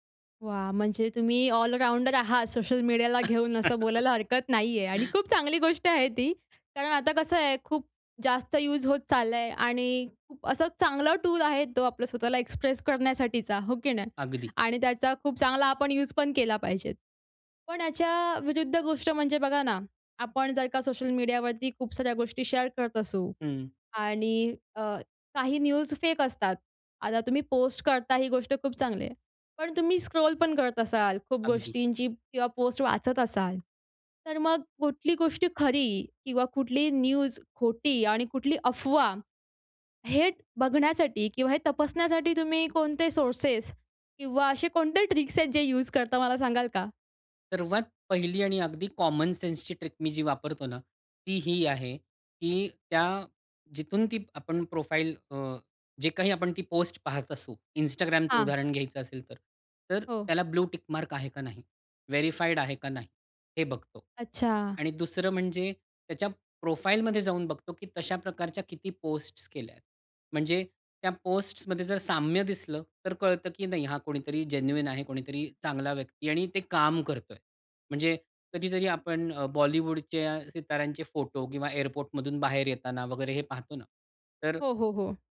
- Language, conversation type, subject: Marathi, podcast, सोशल मीडियावर काय शेअर करावं आणि काय टाळावं, हे तुम्ही कसं ठरवता?
- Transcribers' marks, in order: in English: "ऑल-राउंडर"; laugh; in English: "शेअर"; in English: "न्यूज"; in English: "स्क्रोल"; in English: "न्यूज"; in English: "ट्रिक्स"; in English: "ट्रिक"; in English: "प्रोफाइल"; in English: "ब्लू टिक मार्क"; in English: "प्रोफाइल"